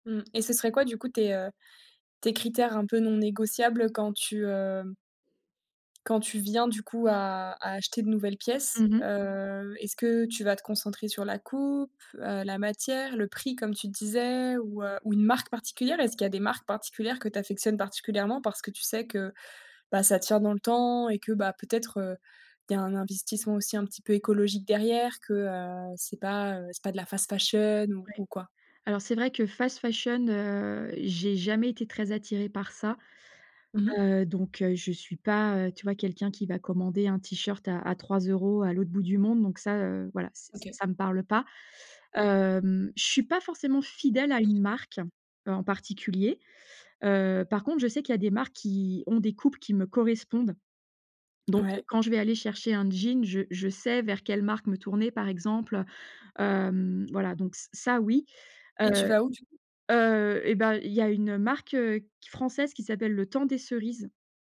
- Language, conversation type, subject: French, podcast, Quel est ton processus quand tu veux renouveler ta garde-robe ?
- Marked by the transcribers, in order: tapping; other background noise